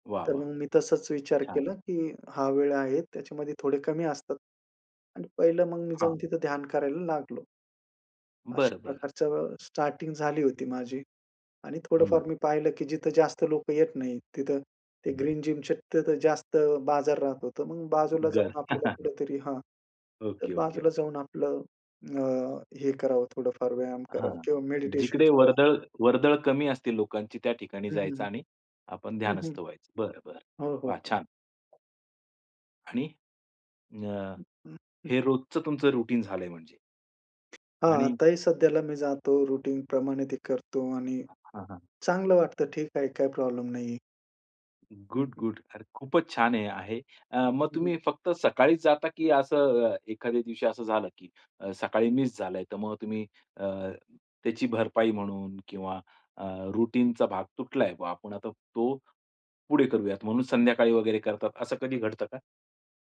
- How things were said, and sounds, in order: tapping; other background noise; in English: "जिम"; chuckle; other noise; in English: "रुटीन"; in English: "रुटीनप्रमाणे"; in English: "रूटीनचा"
- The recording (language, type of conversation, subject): Marathi, podcast, शहरी उद्यानात निसर्गध्यान कसे करावे?